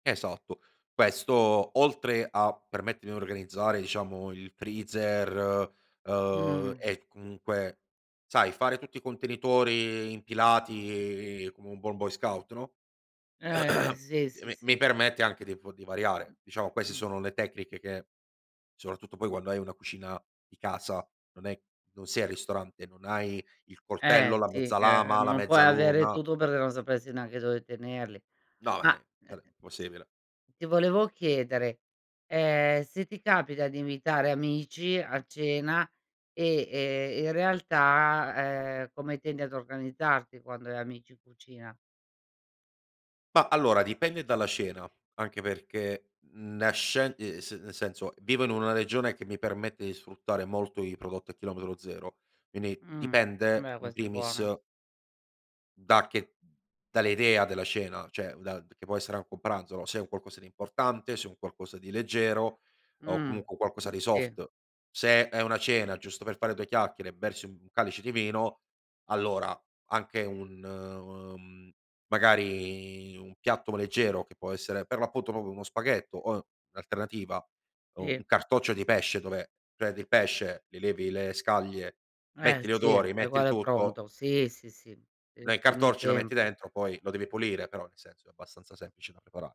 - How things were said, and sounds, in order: drawn out: "uhm"; throat clearing; other background noise; unintelligible speech; in English: "soft"; drawn out: "mhmm, magari"; "proprio" said as "propio"
- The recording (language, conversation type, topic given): Italian, podcast, Come puoi organizzare la cucina per risparmiare tempo ogni giorno?